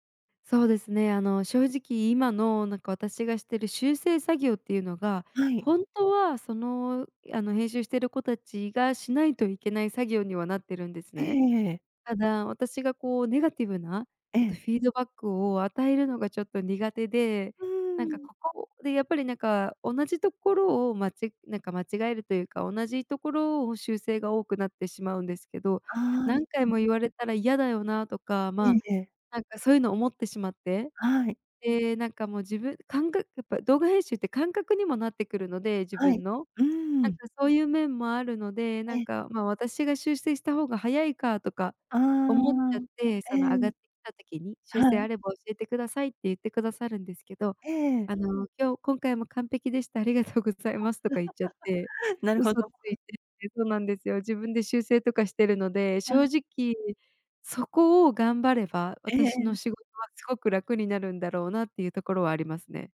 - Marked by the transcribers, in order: other background noise; tapping; laugh
- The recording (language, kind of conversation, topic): Japanese, advice, 仕事が多すぎて終わらないとき、どうすればよいですか？